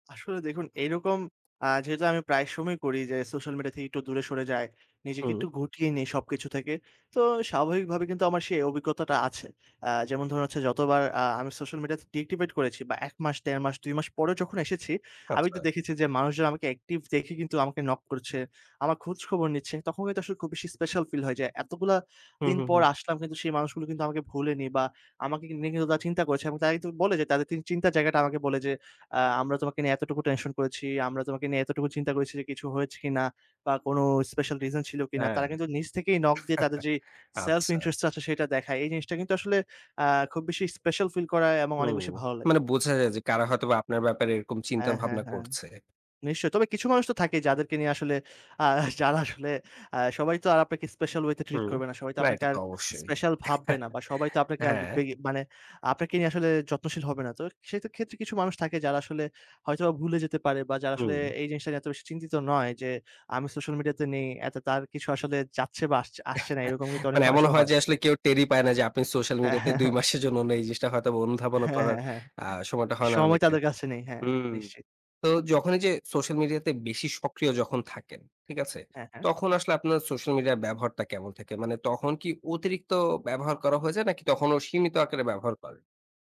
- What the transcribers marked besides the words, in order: other background noise; chuckle; chuckle; unintelligible speech; chuckle
- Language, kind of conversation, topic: Bengali, podcast, সোশ্যাল মিডিয়া বন্ধ রাখলে তোমার সম্পর্কের ধরন কীভাবে বদলে যায়?